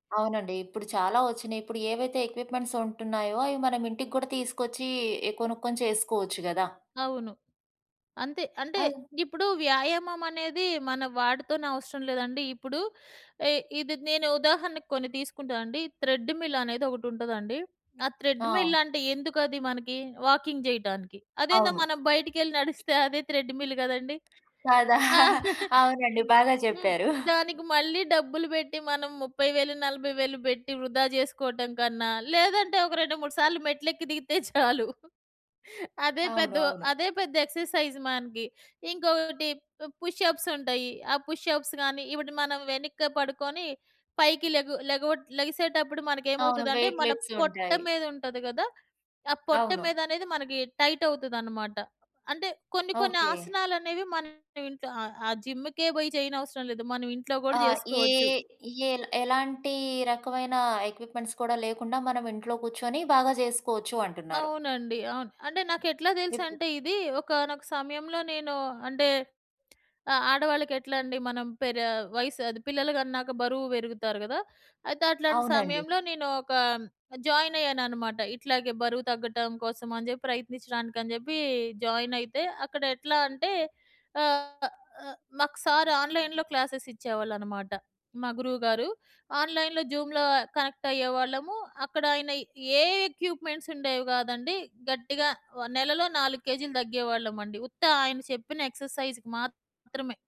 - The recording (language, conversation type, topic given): Telugu, podcast, ధ్యానం లేదా శ్వాస వ్యాయామాలు మీకు ఏ విధంగా సహాయపడ్డాయి?
- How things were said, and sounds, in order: in English: "ఎక్విప్‌మెంట్స్"; in English: "థ్రెడ్డుమిల్"; in English: "వాకింగ్"; other background noise; in English: "థ్రెడ్‌మిల్"; laughing while speaking: "కదా! అవునండి. బాగా చెప్పారు"; chuckle; laughing while speaking: "దిగితే చాలు"; in English: "ఎక్సర్‌సైజ్"; in English: "పుష్ అప్స్"; in English: "పుష్ అప్స్"; in English: "వెయిట్ లిఫ్ట్స్"; stressed: "పొట్ట"; in English: "జిమ్‌కే"; in English: "ఎక్విప్‌మెంట్స్"; tapping; in English: "జాయిన్"; in English: "ఆన్‌లైన్‌లో"; in English: "ఆన్‌లైన్‌లో జూమ్‌లో కనెక్ట్"; in English: "ఎక్విప్‌మెంట్స్"; in English: "ఎక్సర్‌సైజ్‌కి"